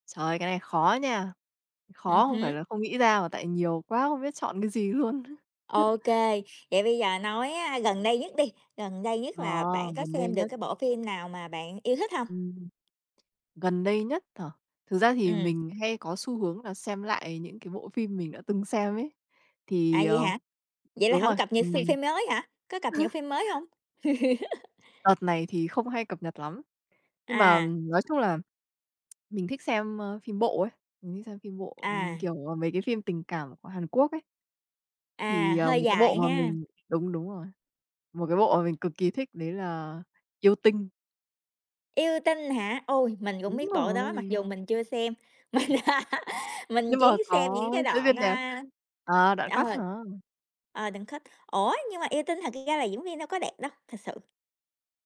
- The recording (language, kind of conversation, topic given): Vietnamese, unstructured, Phim yêu thích của bạn là gì và vì sao bạn thích phim đó?
- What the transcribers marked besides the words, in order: other background noise; laughing while speaking: "luôn á!"; chuckle; tapping; chuckle; laugh; tsk; laughing while speaking: "Mình"; laugh; in English: "cut"